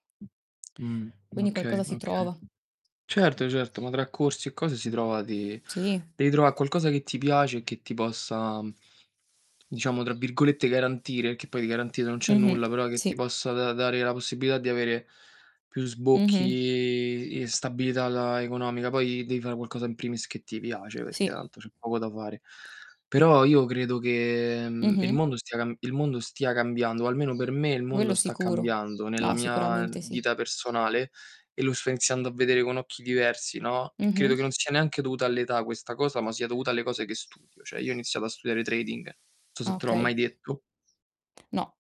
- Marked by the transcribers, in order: other noise; tapping; distorted speech; other background noise; static; bird
- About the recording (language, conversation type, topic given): Italian, unstructured, In che modo la tua famiglia influenza le tue scelte?